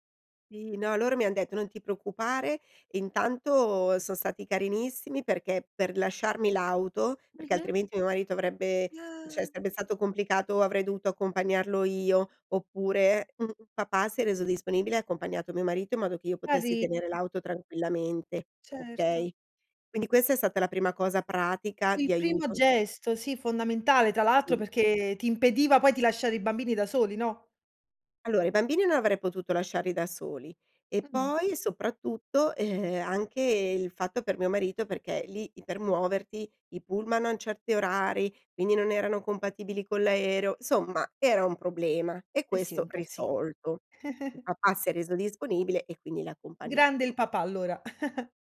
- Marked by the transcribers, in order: drawn out: "Ah"; tapping; "insomma" said as "nzomma"; giggle; giggle
- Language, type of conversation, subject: Italian, podcast, Quali piccoli gesti di vicinato ti hanno fatto sentire meno solo?